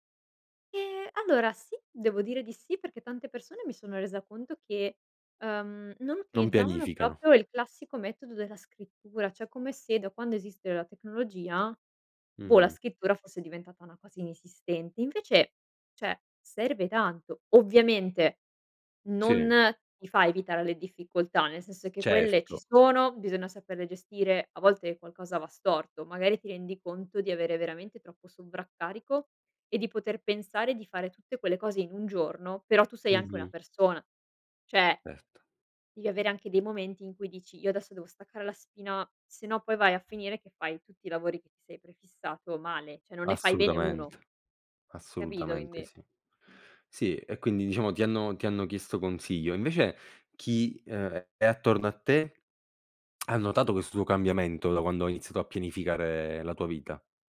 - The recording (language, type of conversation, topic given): Italian, podcast, Come pianifichi la tua settimana in anticipo?
- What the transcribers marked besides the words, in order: "proprio" said as "propio"; "cioè" said as "ceh"; "scrittura" said as "schittura"; "cioè" said as "ceh"; "bisogna" said as "bisona"; other background noise; "cioè" said as "ceh"; "devi" said as "evi"; "Certo" said as "erto"; "cioè" said as "ceh"; "Quindi" said as "uindi"; tongue click; "tuo" said as "uo"